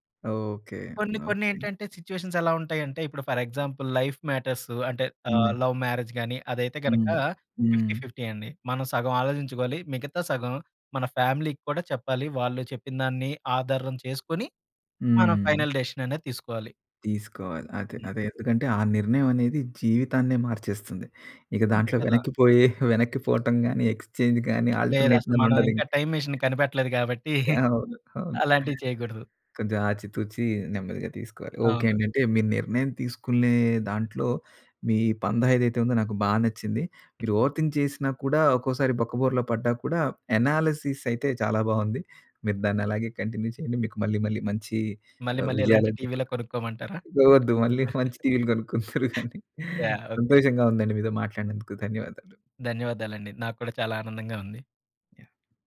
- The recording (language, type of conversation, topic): Telugu, podcast, ఒంటరిగా ముందుగా ఆలోచించి, తర్వాత జట్టుతో పంచుకోవడం మీకు సబబా?
- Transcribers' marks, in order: in English: "సిట్యుయేషన్స్"; other background noise; in English: "ఫర్ ఎగ్జాంపుల్ లైఫ్ మ్యాటర్స్"; in English: "లవ్ మ్యారేజ్"; in English: "ఫిఫ్టీ ఫిఫ్టీ"; in English: "ఫ్యామిలీకి"; in English: "ఫైనల్ డిసిషన్"; in English: "ఎక్స్చేంజ్"; in English: "ఆల్టర్‌నేట్"; in English: "టైమ్ మిషన్"; chuckle; in English: "ఓవర్ థింక్"; in English: "ఎనాలిసిస్"; in English: "కంటిన్యూ"; chuckle; laughing while speaking: "కొనుక్కుందురూ కానీ సంతోషంగా ఉందండి"